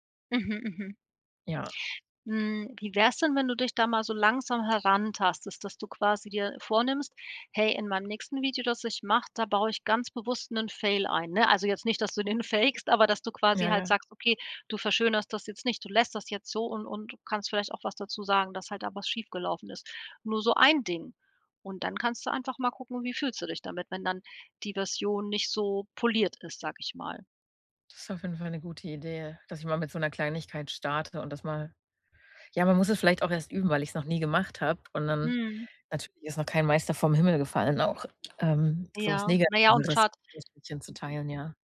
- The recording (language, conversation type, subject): German, advice, Wann fühlst du dich unsicher, deine Hobbys oder Interessen offen zu zeigen?
- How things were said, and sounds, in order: stressed: "ein"; other background noise; unintelligible speech